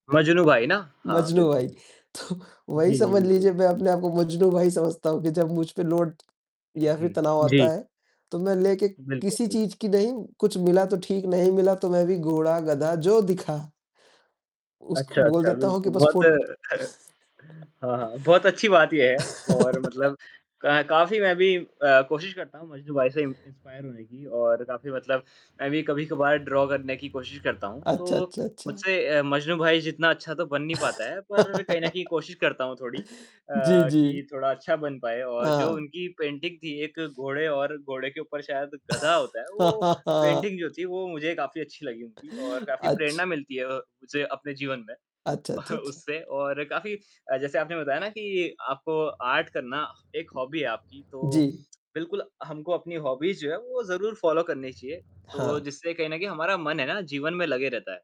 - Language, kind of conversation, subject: Hindi, unstructured, जब काम बहुत ज़्यादा हो जाता है, तो आप तनाव से कैसे निपटते हैं?
- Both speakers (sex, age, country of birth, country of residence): male, 20-24, India, India; male, 20-24, India, India
- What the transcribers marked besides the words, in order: distorted speech; static; laughing while speaking: "तो"; in English: "लोड"; chuckle; tapping; laugh; in English: "इन्स इंस्पायर"; in English: "ड्रा"; mechanical hum; laugh; in English: "पेंटिंग"; chuckle; in English: "पेंटिंग"; chuckle; in English: "आर्ट"; in English: "हॉबी"; in English: "हॉबीज़"; in English: "फॉलो"